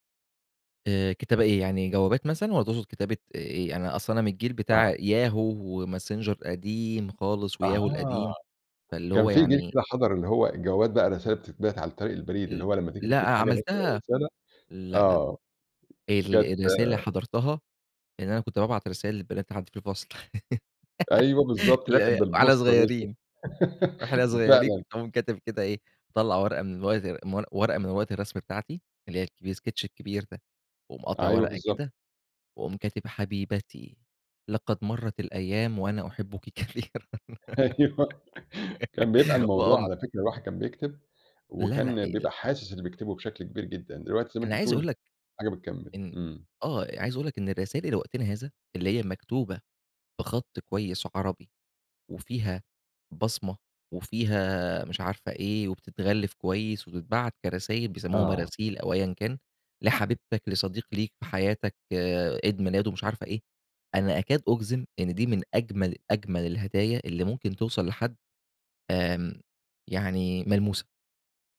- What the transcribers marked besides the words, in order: tapping; laugh; laughing while speaking: "اللي هي وإحنا صغيرين"; chuckle; in English: "الsketch"; put-on voice: "حبيبتي لقد مرت الأيام وأنا أحبك كثيرًا"; laughing while speaking: "أيوه"; laughing while speaking: "كثيرًا"; laugh; other background noise
- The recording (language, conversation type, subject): Arabic, podcast, إيه حدود الخصوصية اللي لازم نحطّها في الرسايل؟